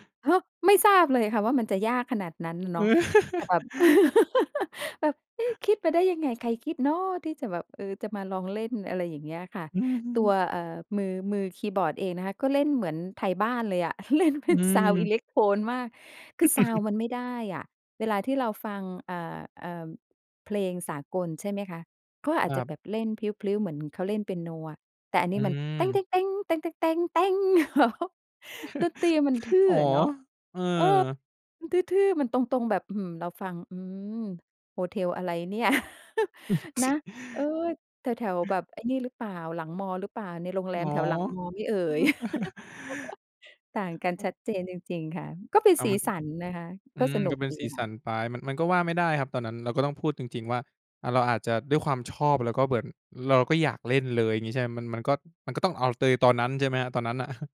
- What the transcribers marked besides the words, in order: laugh; chuckle; chuckle; laughing while speaking: "เล่นเป็นซาวด์"; chuckle; sneeze; chuckle; chuckle; other noise; "มือน" said as "เบิ่น"; chuckle
- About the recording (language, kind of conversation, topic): Thai, podcast, การเติบโตในเมืองใหญ่กับชนบทส่งผลต่อรสนิยมและประสบการณ์การฟังเพลงต่างกันอย่างไร?